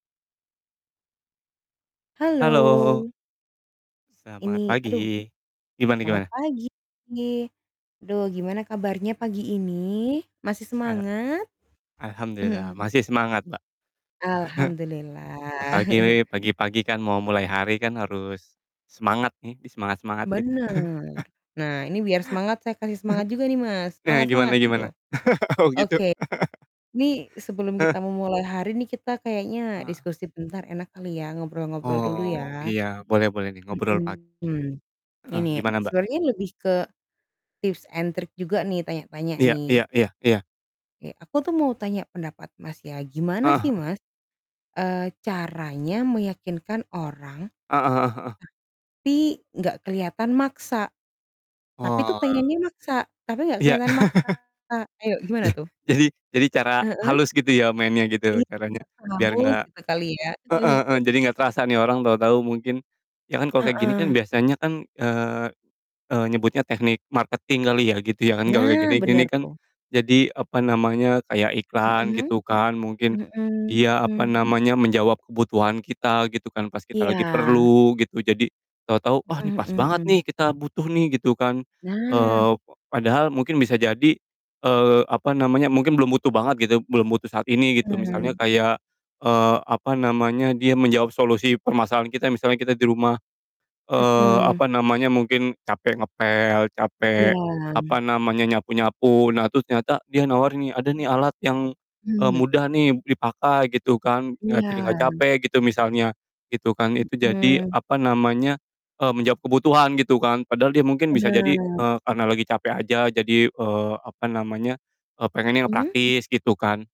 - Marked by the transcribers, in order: static; distorted speech; chuckle; chuckle; laugh; laughing while speaking: "Oh, gitu"; laugh; in English: "tips and trick"; chuckle; unintelligible speech; chuckle; in English: "marketing"
- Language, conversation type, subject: Indonesian, unstructured, Bagaimana kamu bisa meyakinkan orang lain tanpa terlihat memaksa?